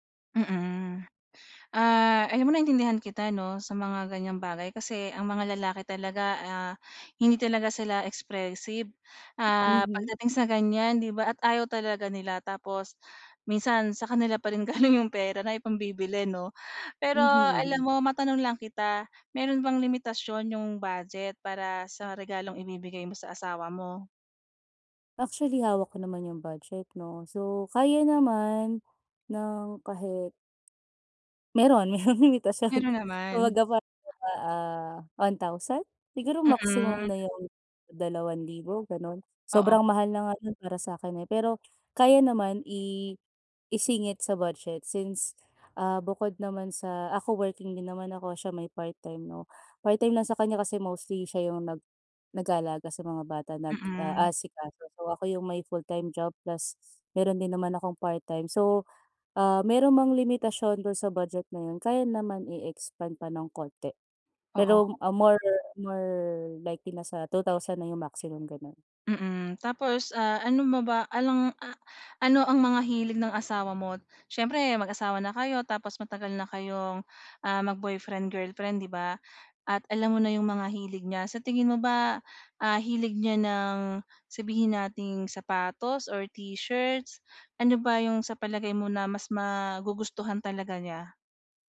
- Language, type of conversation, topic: Filipino, advice, Paano ako pipili ng makabuluhang regalo para sa isang espesyal na tao?
- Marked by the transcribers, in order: in English: "expressive"; laughing while speaking: "'yong pera"; laughing while speaking: "merong limitasyon"; in English: "full-time job plus"; in English: "i-expand"; in English: "more more likely"; other background noise